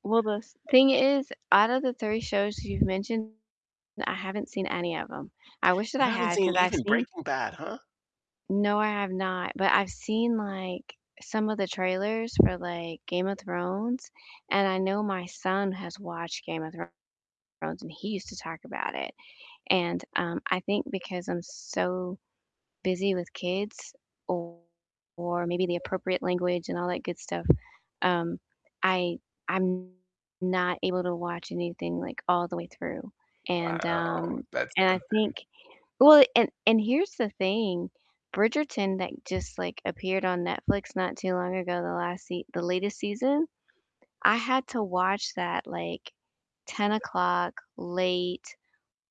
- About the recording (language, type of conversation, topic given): English, unstructured, What comfort shows do you put on in the background, and why are they your cozy go-tos?
- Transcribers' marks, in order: distorted speech